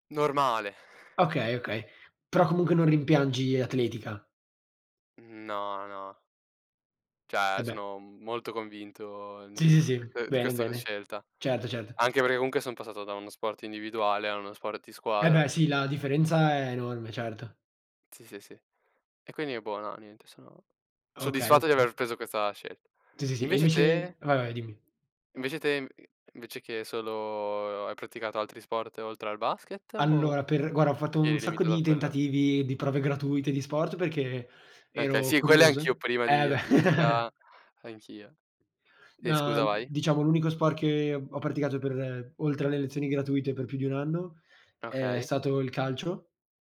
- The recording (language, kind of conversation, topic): Italian, unstructured, Quali sport ti piacciono di più e perché?
- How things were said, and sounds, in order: tapping; chuckle